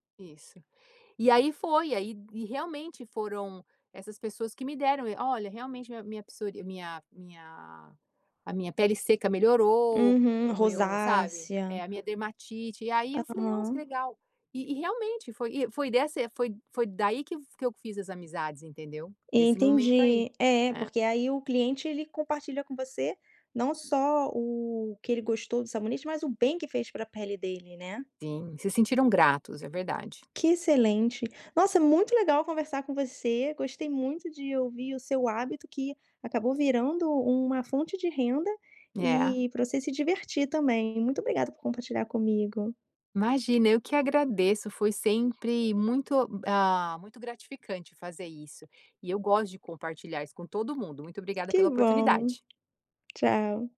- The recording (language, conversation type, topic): Portuguese, podcast, Que hábito ajudou você a passar por tempos difíceis?
- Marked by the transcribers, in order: tapping